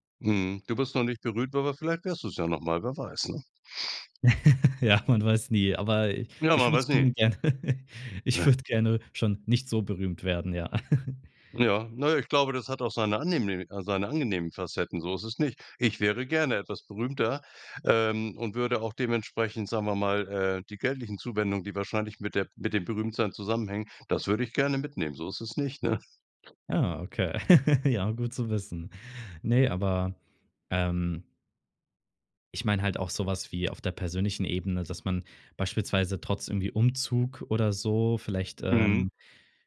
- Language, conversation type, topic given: German, podcast, Wie bleibst du authentisch, während du dich veränderst?
- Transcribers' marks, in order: sniff; laugh; chuckle; other noise; chuckle; chuckle